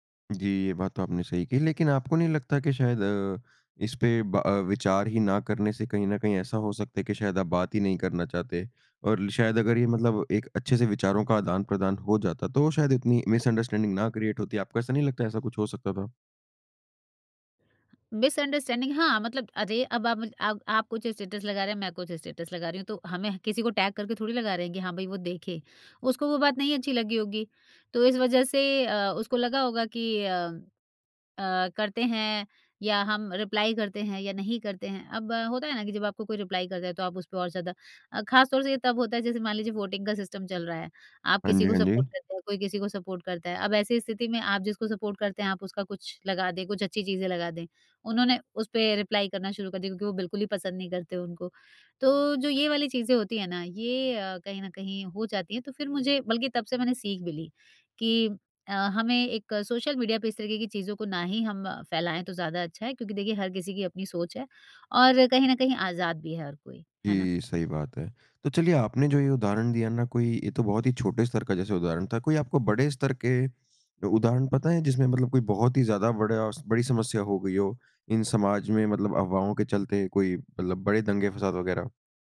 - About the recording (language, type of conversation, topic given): Hindi, podcast, समाज में अफवाहें भरोसा कैसे तोड़ती हैं, और हम उनसे कैसे निपट सकते हैं?
- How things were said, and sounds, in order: in English: "मिसअंडरस्टैंडिंग"; in English: "क्रिएट"; in English: "मिसअंडरस्टैंडिंग"; in English: "रिप्लाई"; in English: "रिप्लाई"; in English: "वोटिंग"; in English: "सपोर्ट"; in English: "सपोर्ट"; in English: "रिप्लाई"